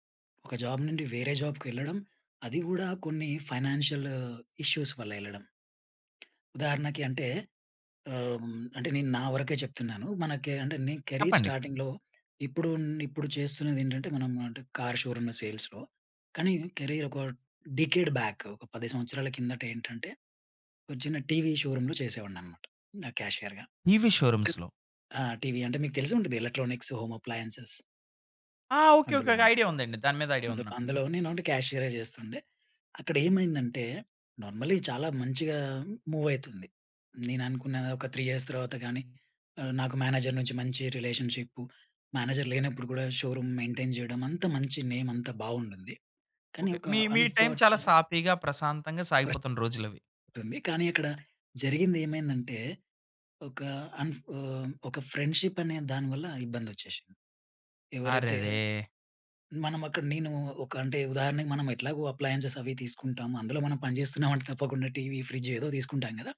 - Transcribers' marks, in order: in English: "జాబ్"; in English: "జాబ్‌కి"; in English: "ఫైనాన్షియల్ ఇష్యూ‌స్"; other background noise; in English: "కెరియర్ స్టార్టింగ్‌లో"; tapping; in English: "కార్ షోరూమ్ సేల్స్‌లో"; in English: "కెరియర్"; in English: "డికేడ్ బ్యాక్"; in English: "టీవీ షోరూమ్‌లో"; in English: "క్యాషియర్‌గా"; in English: "టీవీ షోరూమ్స్‌లో"; in English: "ఎలక్ట్రానిక్స్ హోమ్ అప్లయెన్సెస్"; in English: "ఐడియా"; in English: "ఐడియా"; in English: "ఓన్లీ క్యాషియర్ఏ"; in English: "నార్మల్లి"; in English: "మూవ్"; in English: "త్రీ ఇయర్స్"; in English: "మేనేజర్"; in English: "మేనేజర్"; in English: "షోరూమ్ మెయింటైన్"; in English: "నేమ్"; in English: "అన్ఫార్చునేట్"; in English: "టైమ్"; in English: "ఫ్రెండ్‌షిప్"; in English: "అప్లయెన్సెస్"; chuckle; in English: "ఫ్రిడ్జ్"
- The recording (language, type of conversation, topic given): Telugu, podcast, విఫలమైన తర్వాత మీరు తీసుకున్న మొదటి చర్య ఏమిటి?